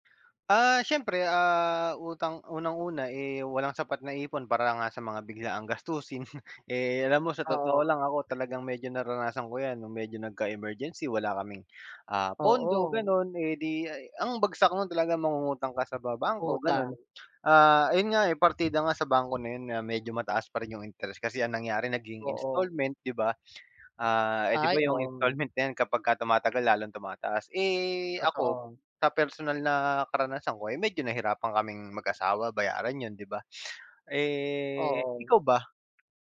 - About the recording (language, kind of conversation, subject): Filipino, unstructured, Ano ang opinyon mo tungkol sa mga nagpapautang na mataas ang interes?
- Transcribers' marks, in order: other background noise